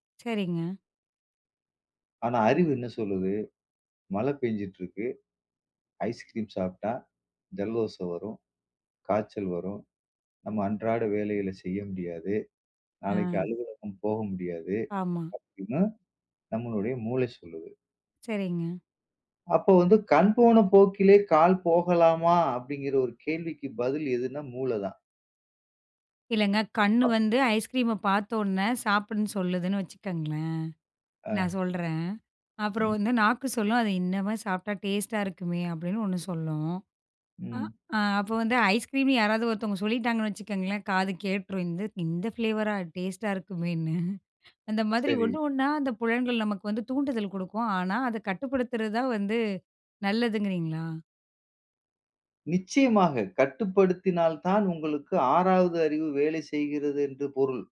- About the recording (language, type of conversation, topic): Tamil, podcast, உங்கள் உள்ளக் குரலை நீங்கள் எப்படி கவனித்துக் கேட்கிறீர்கள்?
- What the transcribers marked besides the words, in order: in English: "ஐஸ்கிரீம்"; in English: "ஐஸ்கிரீம"; in English: "டேஸ்ட்டா"; in English: "ஐஸ்கிரீம்"; in English: "ஃப்லேவரா டேஸ்ட்டா"; chuckle